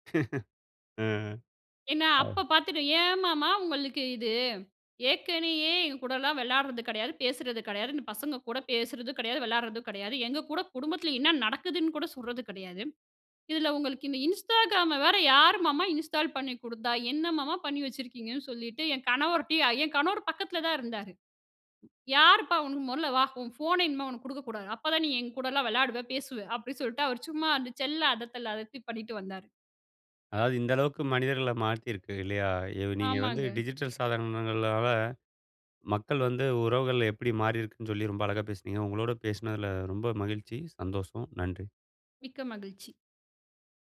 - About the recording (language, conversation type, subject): Tamil, podcast, டிஜிட்டல் சாதனங்கள் உங்கள் உறவுகளை எவ்வாறு மாற்றியுள்ளன?
- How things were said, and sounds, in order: chuckle; in English: "இன்ஸ்டால்"